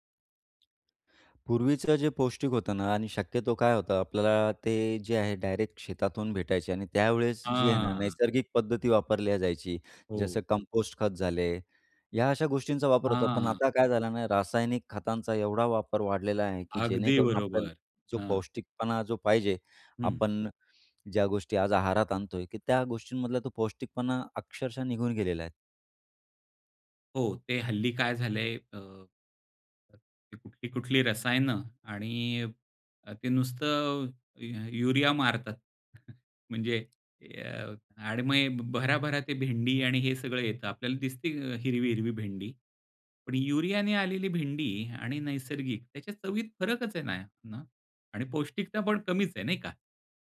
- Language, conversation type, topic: Marathi, podcast, घरच्या जेवणात पौष्टिकता वाढवण्यासाठी तुम्ही कोणते सोपे बदल कराल?
- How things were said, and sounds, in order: tapping; chuckle; unintelligible speech